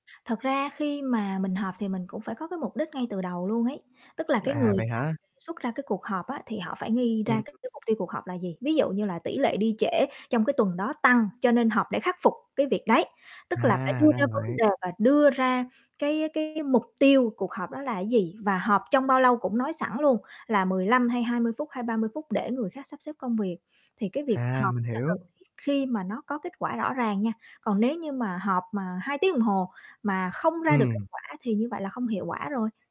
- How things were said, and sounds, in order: static; distorted speech; unintelligible speech; tapping
- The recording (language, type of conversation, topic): Vietnamese, advice, Làm thế nào để giảm bớt các cuộc họp và bảo vệ thời gian làm việc sâu?